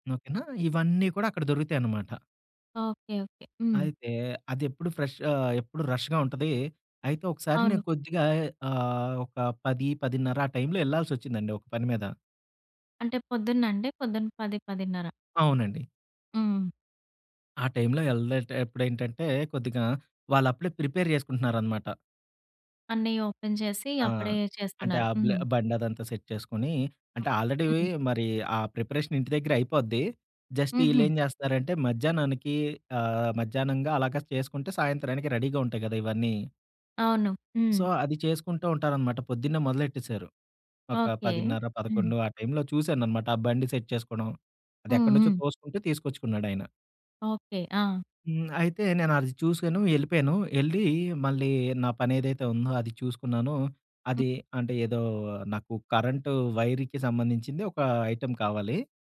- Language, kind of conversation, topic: Telugu, podcast, ఒక స్థానిక మార్కెట్‌లో మీరు కలిసిన విక్రేతతో జరిగిన సంభాషణ మీకు ఎలా గుర్తుంది?
- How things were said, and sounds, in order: in English: "ఫ్రెష్"; in English: "రష్‌గా"; in English: "ప్రిపేర్"; in English: "ఓపెన్"; in English: "సెట్"; in English: "ఆల్రెడీ"; other background noise; in English: "ప్రిపరేషన్"; in English: "జస్ట్"; in English: "రెడీగా"; in English: "సో"; in English: "సెట్"; in English: "ఐటెమ్"